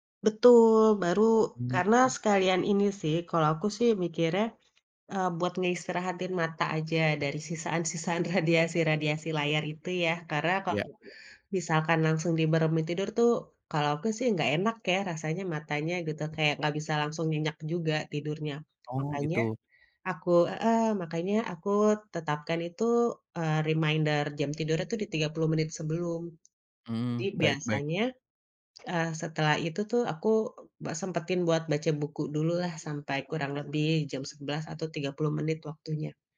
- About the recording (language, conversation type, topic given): Indonesian, podcast, Bagaimana kamu mengatur penggunaan gawai sebelum tidur?
- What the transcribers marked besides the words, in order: in English: "reminder"